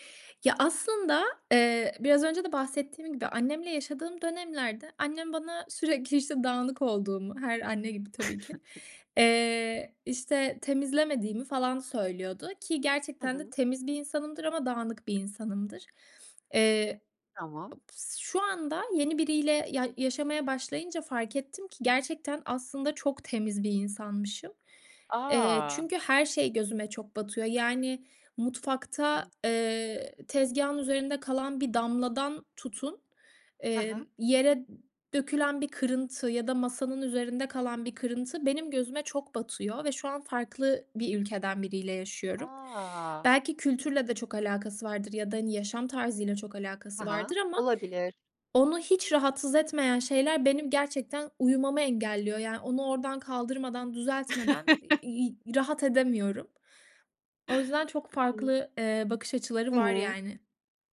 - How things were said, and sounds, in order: chuckle; sniff; chuckle
- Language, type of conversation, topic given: Turkish, podcast, Ev işleri paylaşımında adaleti nasıl sağlarsınız?